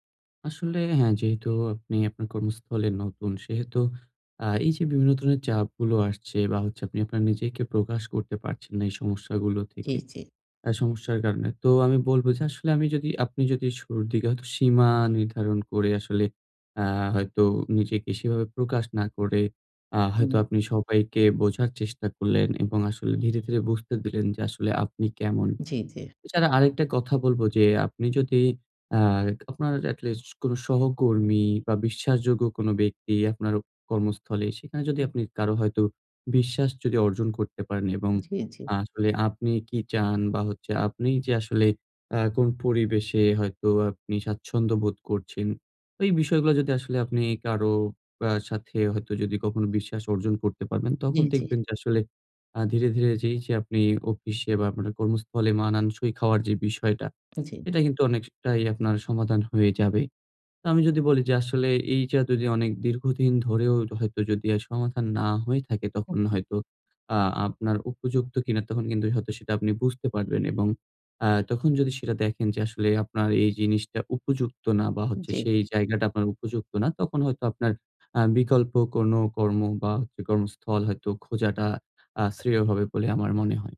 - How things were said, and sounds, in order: horn; tapping; other background noise
- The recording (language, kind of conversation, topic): Bengali, advice, কর্মক্ষেত্রে নিজেকে আড়াল করে সবার সঙ্গে মানিয়ে চলার চাপ সম্পর্কে আপনি কীভাবে অনুভব করেন?